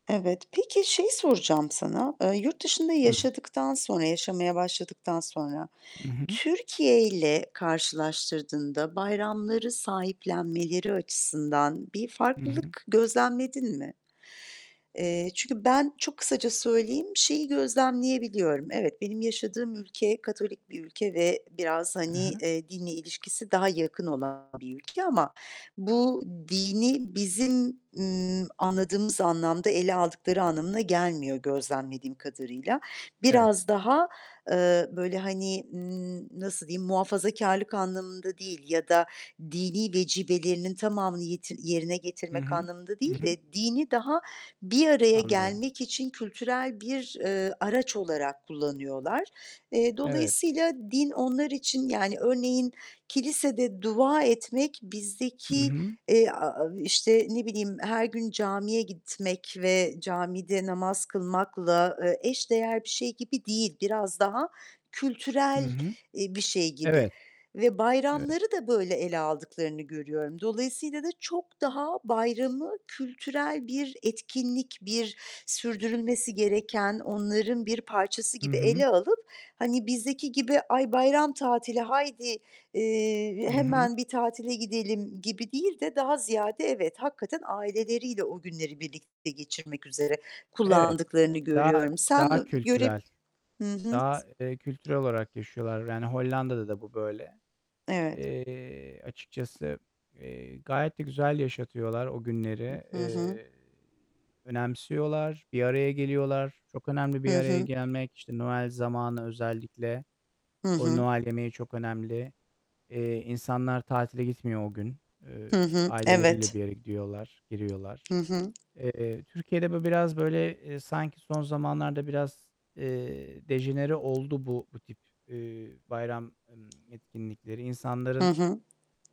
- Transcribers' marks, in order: static; distorted speech; other background noise; tapping
- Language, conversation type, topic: Turkish, unstructured, Sizce bayramlar aile bağlarını nasıl etkiliyor?